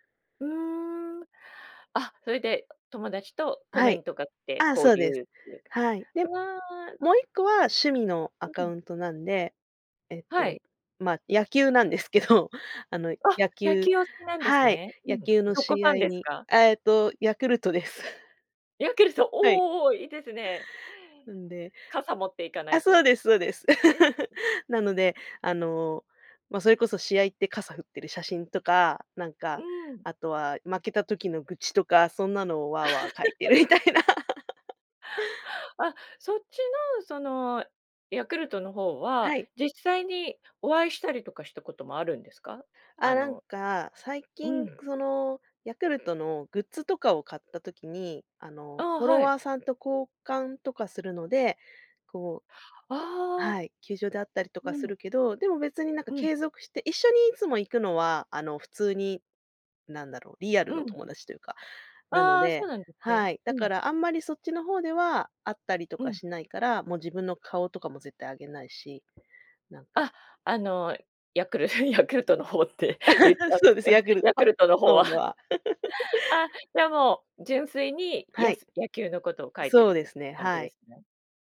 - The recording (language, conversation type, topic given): Japanese, podcast, SNSとどう付き合っていますか？
- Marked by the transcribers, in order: laughing while speaking: "なんですけど"; other noise; laugh; tapping; laugh; laughing while speaking: "みたいな"; laugh; chuckle; other background noise; laughing while speaking: "ヤクルトに ヤクルトの … クルトの方は"; laugh; laughing while speaking: "そうです。ヤクルトは、そうむ、は"; laugh